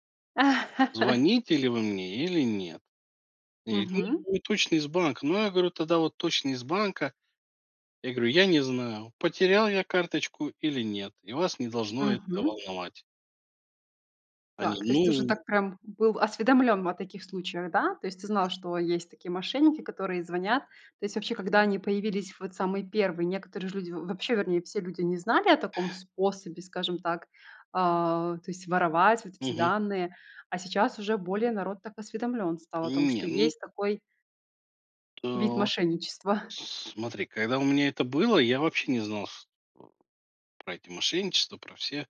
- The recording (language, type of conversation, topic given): Russian, podcast, Какие привычки помогают повысить безопасность в интернете?
- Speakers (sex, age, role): female, 30-34, host; male, 40-44, guest
- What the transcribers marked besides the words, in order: chuckle; other background noise; tapping